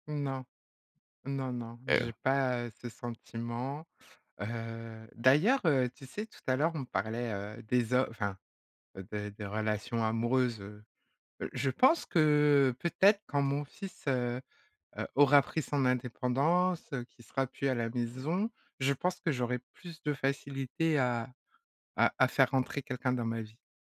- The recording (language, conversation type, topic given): French, podcast, Comment gères-tu la peur qui t’empêche d’avancer ?
- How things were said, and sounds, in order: none